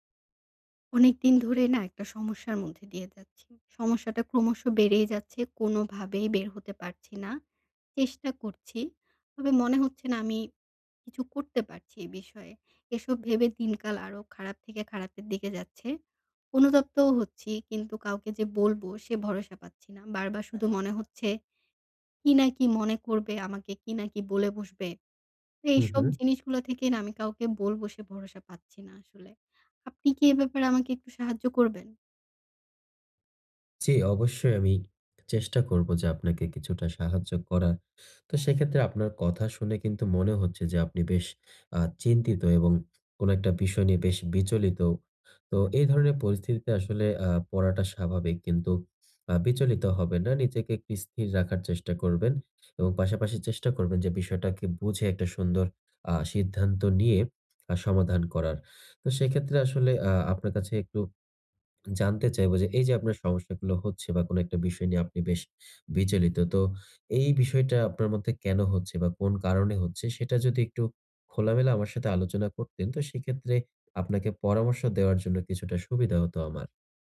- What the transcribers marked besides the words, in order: "যাচ্ছি" said as "দাত্থি"
- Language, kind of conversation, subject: Bengali, advice, আমি কীভাবে ছোট সাফল্য কাজে লাগিয়ে মনোবল ফিরিয়ে আনব